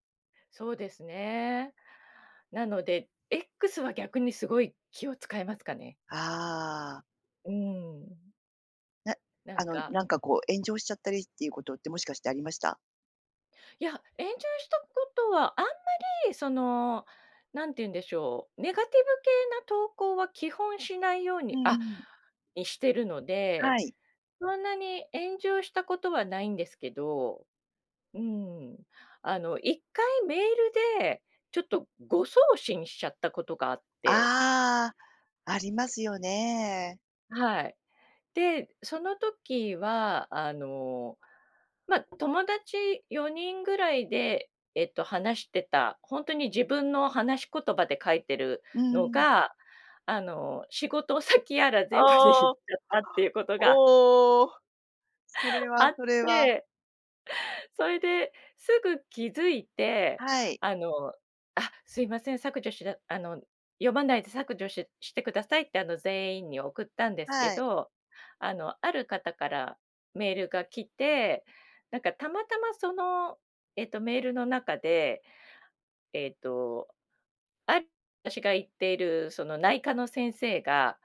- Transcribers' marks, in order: joyful: "あんまり"; tapping; laughing while speaking: "先やら全部でいっちゃったっていうことが"; other noise; laughing while speaking: "あって"
- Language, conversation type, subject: Japanese, podcast, SNSでの言葉づかいには普段どのくらい気をつけていますか？